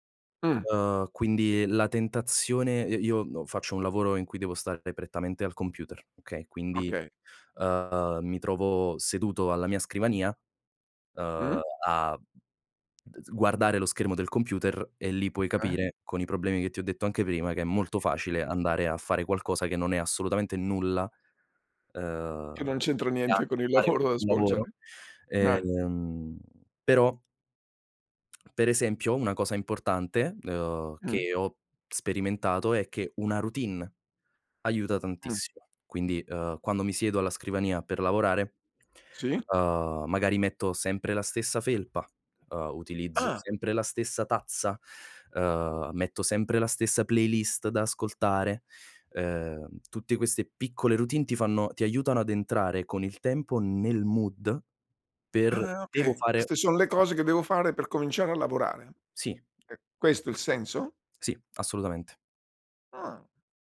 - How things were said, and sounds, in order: tapping; other background noise; chuckle
- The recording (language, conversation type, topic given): Italian, podcast, Hai qualche regola pratica per non farti distrarre dalle tentazioni immediate?